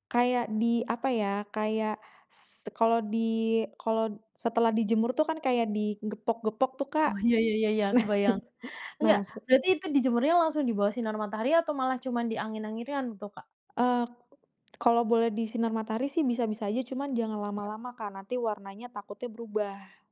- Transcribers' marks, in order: other background noise; laughing while speaking: "nah"
- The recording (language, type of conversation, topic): Indonesian, podcast, Apakah kamu punya barang peninggalan keluarga yang menyimpan cerita yang sangat berkesan?